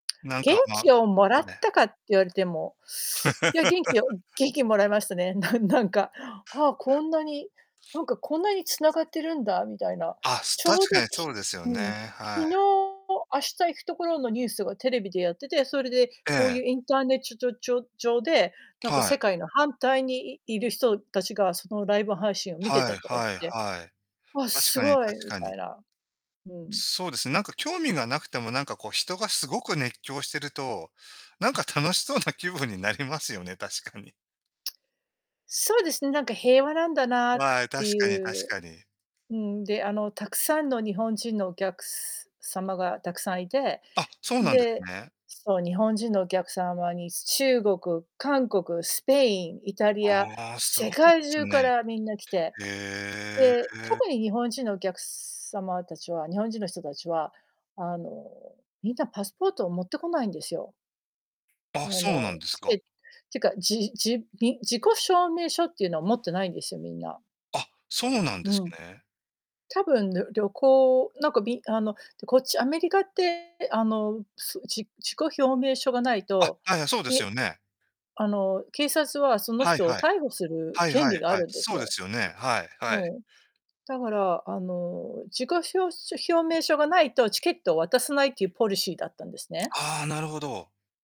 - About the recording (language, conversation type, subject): Japanese, unstructured, 最近のニュースで元気をもらった出来事は何ですか？
- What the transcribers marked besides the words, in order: teeth sucking; laugh; distorted speech; tapping; "証明書" said as "ひょうめいしょ"